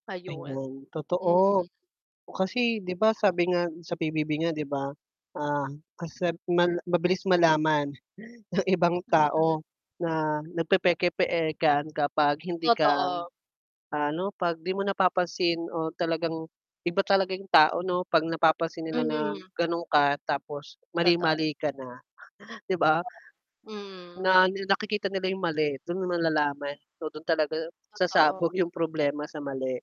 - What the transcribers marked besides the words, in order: static; laughing while speaking: "ng ibang"; distorted speech; "nagpepeke-pekean" said as "nagpepeke-peekan"; laughing while speaking: "'di ba?"; laughing while speaking: "yung"
- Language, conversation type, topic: Filipino, unstructured, Ano ang kahalagahan ng pagiging totoo sa sarili?